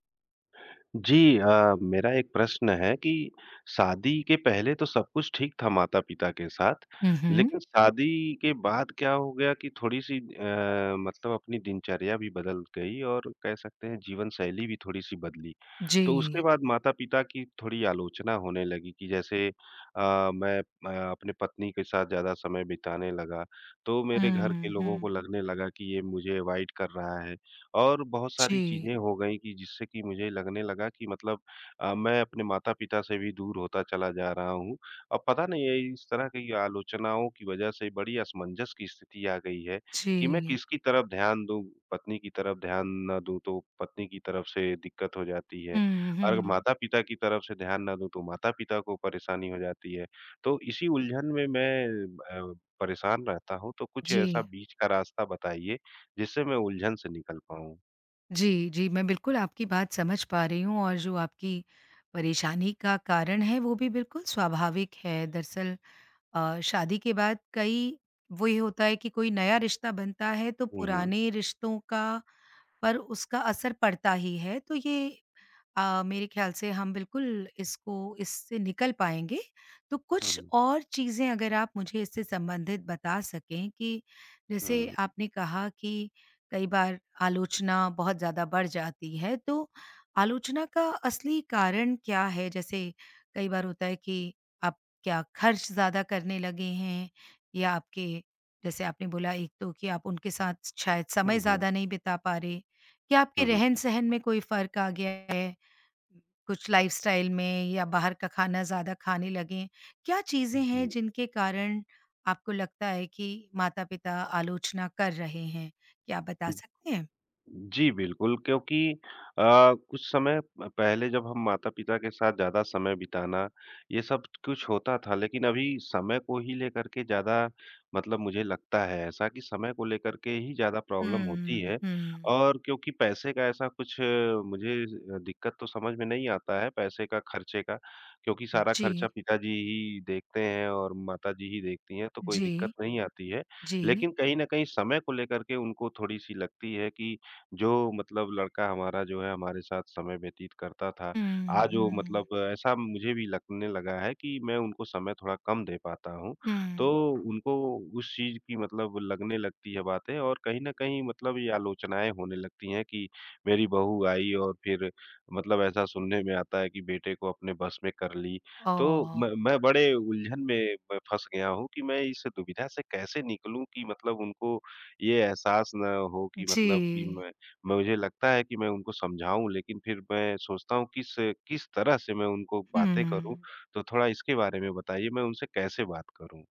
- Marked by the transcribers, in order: in English: "अवॉइड"; in English: "लाइफ़स्टाइल"; in English: "प्रॉब्लम"; other background noise
- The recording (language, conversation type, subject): Hindi, advice, शादी के बाद जीवनशैली बदलने पर माता-पिता की आलोचना से आप कैसे निपट रहे हैं?